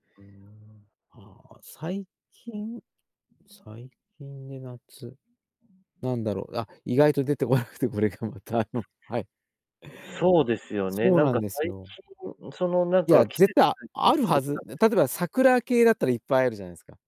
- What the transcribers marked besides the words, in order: laughing while speaking: "これがまたあのはい"
- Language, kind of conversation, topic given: Japanese, podcast, 特定の季節を思い出す曲はありますか？